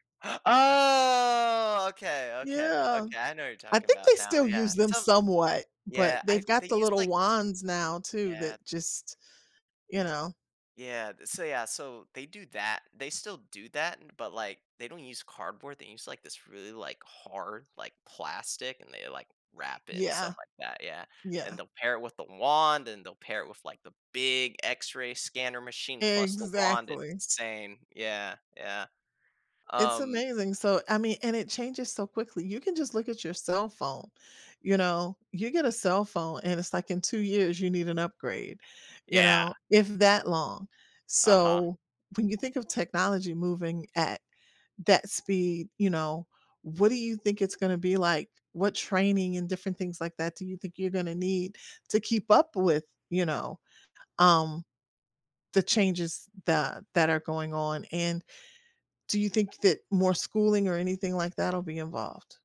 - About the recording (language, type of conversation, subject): English, unstructured, What changes or milestones do you hope to experience in the next few years?
- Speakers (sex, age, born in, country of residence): female, 55-59, United States, United States; male, 20-24, United States, United States
- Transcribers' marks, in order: gasp; drawn out: "Oh"; other background noise